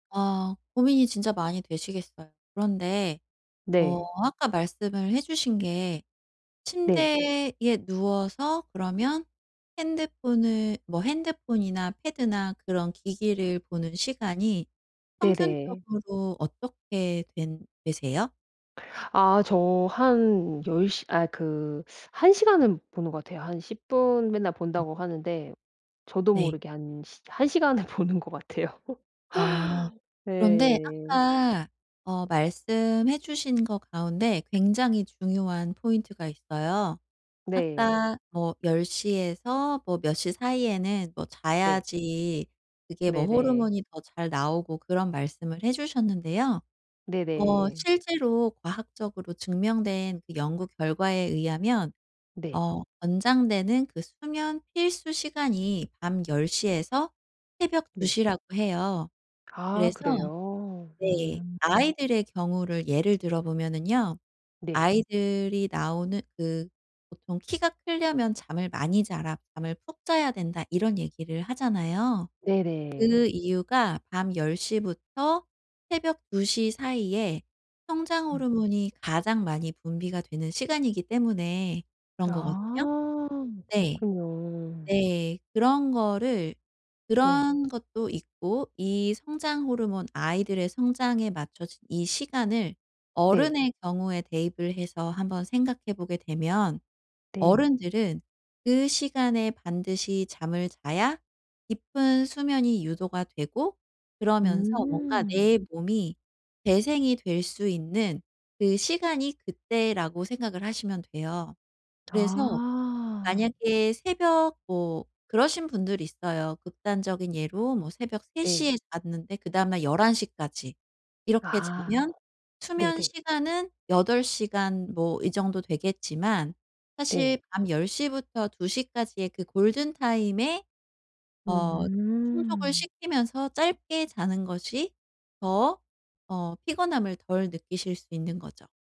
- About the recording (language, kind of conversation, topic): Korean, advice, 잠자기 전에 스크린 사용을 줄이려면 어떻게 시작하면 좋을까요?
- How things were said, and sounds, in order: laughing while speaking: "보는 것 같아요"; laugh; tapping; other background noise